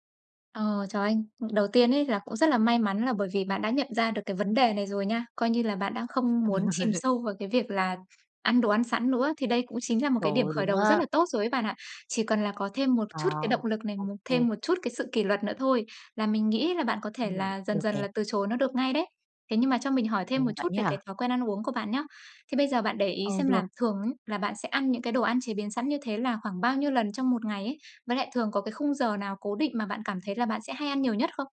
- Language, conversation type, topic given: Vietnamese, advice, Làm thế nào để kiểm soát thói quen ăn đồ ăn chế biến sẵn khi tôi khó từ chối?
- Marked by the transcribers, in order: laugh; tapping